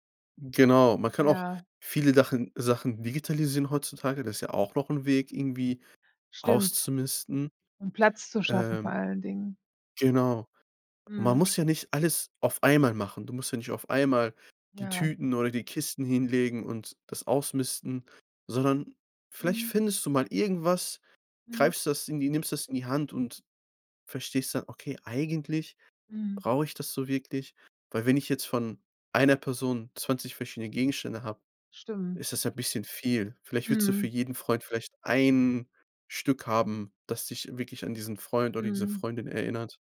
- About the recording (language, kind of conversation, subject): German, advice, Wie kann ich mit Überforderung beim Ausmisten sentimental aufgeladener Gegenstände umgehen?
- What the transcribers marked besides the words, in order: none